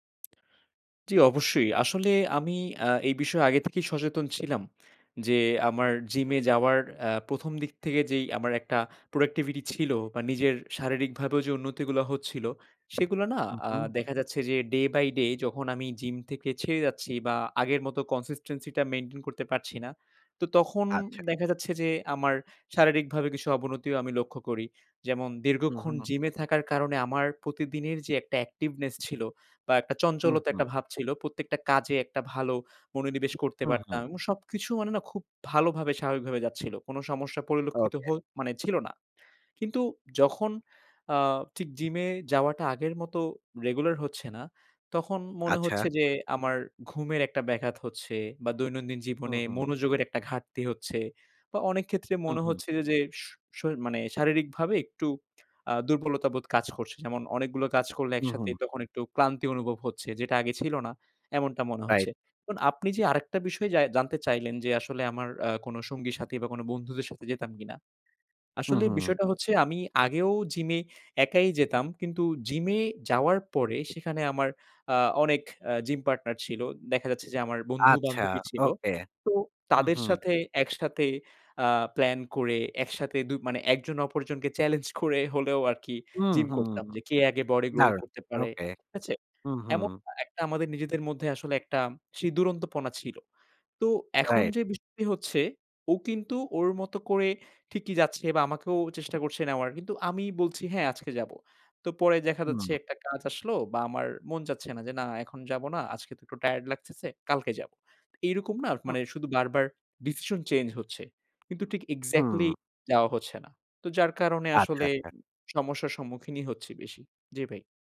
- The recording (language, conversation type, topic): Bengali, advice, জিমে যাওয়ার উৎসাহ পাচ্ছি না—আবার কীভাবে আগ্রহ ফিরে পাব?
- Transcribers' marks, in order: tapping; in English: "productivity"; in English: "day by day"; in English: "consistency"; other background noise; in English: "অ্যাক্টিভনেস"; in English: "growth"